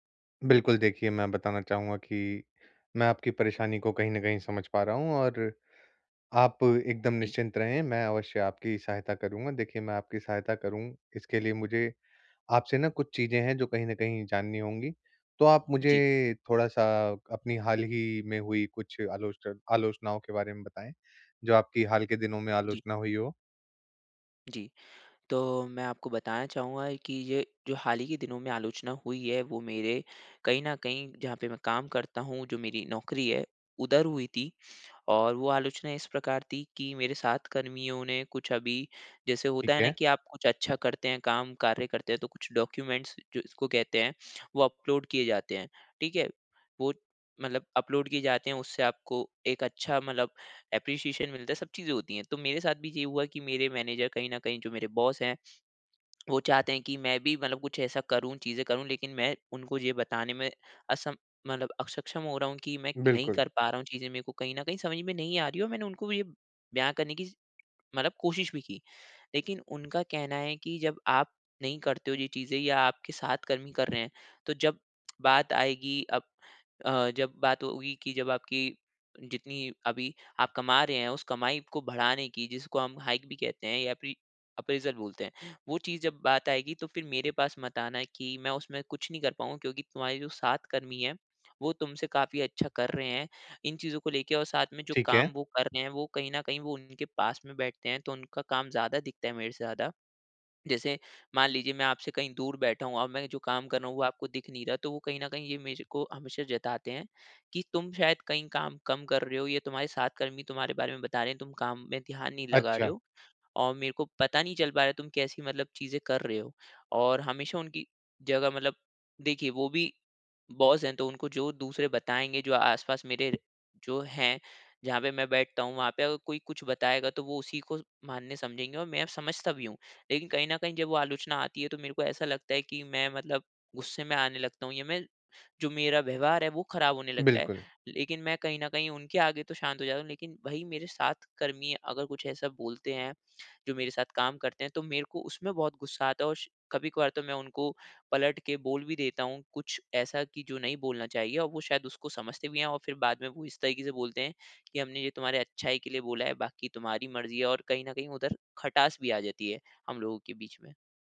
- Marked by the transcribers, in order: in English: "डॉक्यूमेंट्स"; in English: "अपलोड"; in English: "अपलोड"; in English: "एप्रीशिएशन"; in English: "बॉस"; tongue click; in English: "हाइक"; in English: "अप्रेज़ल"; in English: "बॉस"
- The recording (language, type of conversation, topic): Hindi, advice, मैं आलोचना के दौरान शांत रहकर उससे कैसे सीख सकता/सकती हूँ और आगे कैसे बढ़ सकता/सकती हूँ?